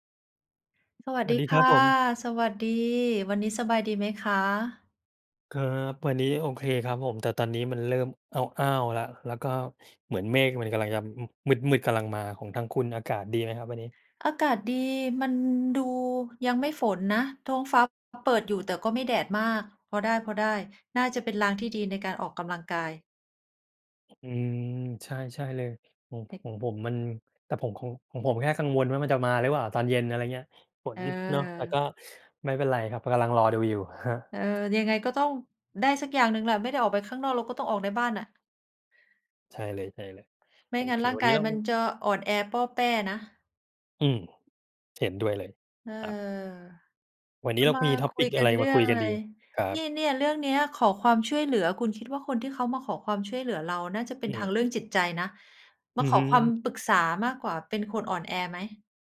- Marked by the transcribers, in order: tapping; other background noise; in English: "topic"
- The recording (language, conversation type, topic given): Thai, unstructured, คุณคิดว่าการขอความช่วยเหลือเป็นเรื่องอ่อนแอไหม?